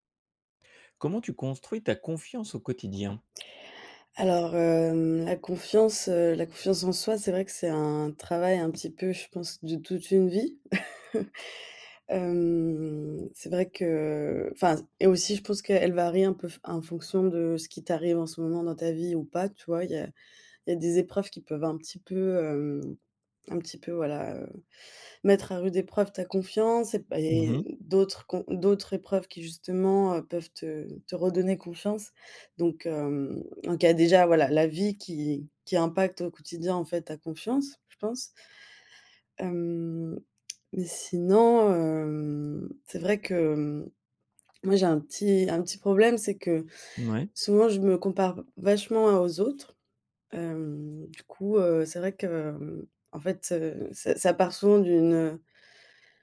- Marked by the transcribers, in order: other background noise; chuckle; drawn out: "Hem"; drawn out: "hem"; tongue click
- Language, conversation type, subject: French, podcast, Comment construis-tu ta confiance en toi au quotidien ?